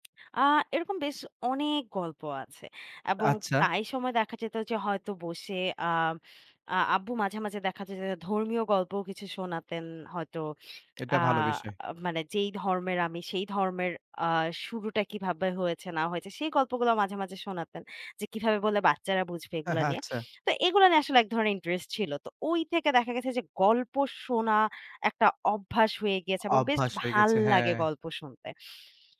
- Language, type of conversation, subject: Bengali, podcast, তোমার পছন্দের গল্প বলার মাধ্যমটা কী, আর কেন?
- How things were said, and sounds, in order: sniff; laughing while speaking: "আচ্ছা"; sniff